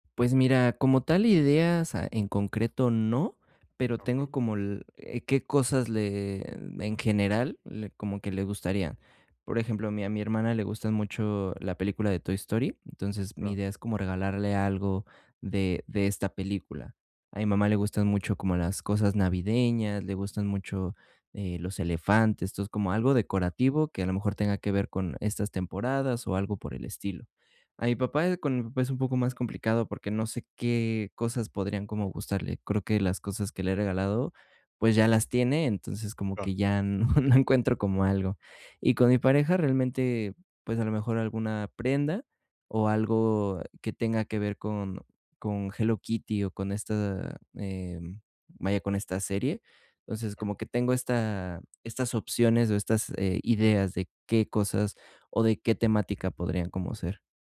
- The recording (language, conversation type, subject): Spanish, advice, ¿Cómo puedo encontrar regalos originales y significativos?
- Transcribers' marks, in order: laughing while speaking: "no"; other noise